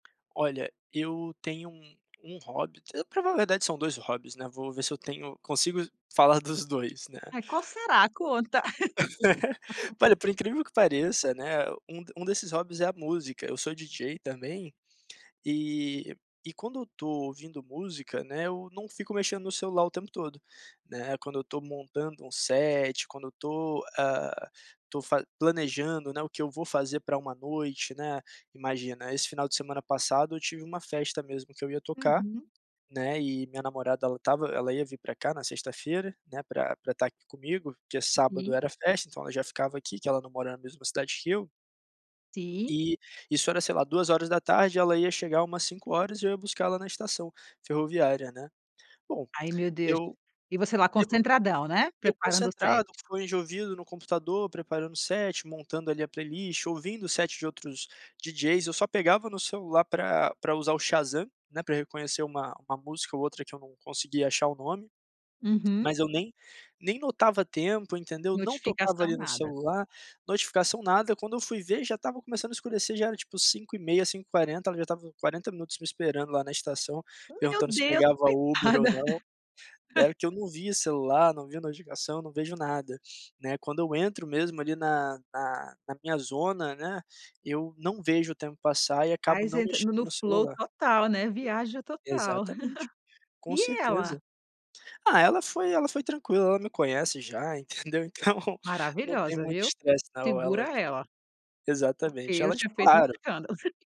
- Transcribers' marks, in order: tapping; laugh; laugh; in English: "flow"; chuckle; laughing while speaking: "Então"; chuckle
- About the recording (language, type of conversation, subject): Portuguese, podcast, Que hobby te ajuda a desconectar do celular?